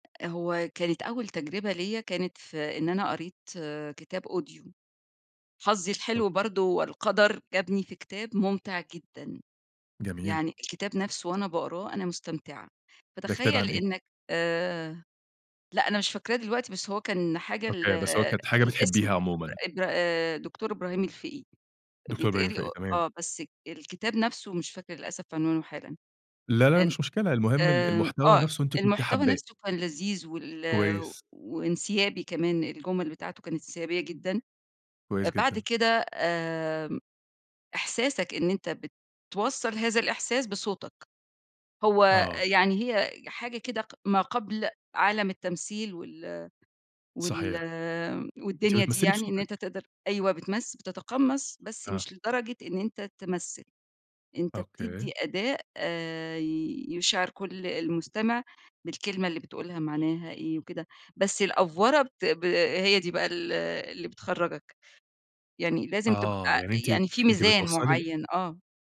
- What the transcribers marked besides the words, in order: tapping; in English: "audio"; unintelligible speech; other background noise; horn; in English: "الأڤورة"
- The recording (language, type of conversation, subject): Arabic, podcast, إزاي اكتشفت شغفك الحقيقي؟